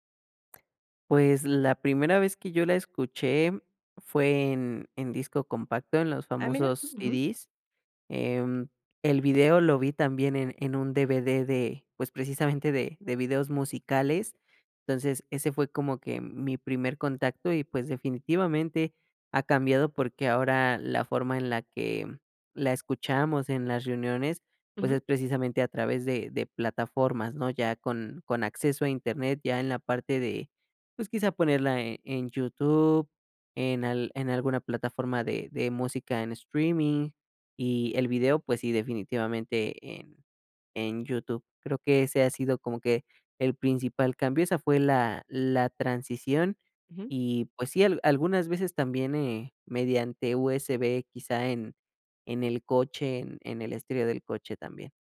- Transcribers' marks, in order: tapping
- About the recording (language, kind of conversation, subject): Spanish, podcast, ¿Qué canción siempre suena en reuniones familiares?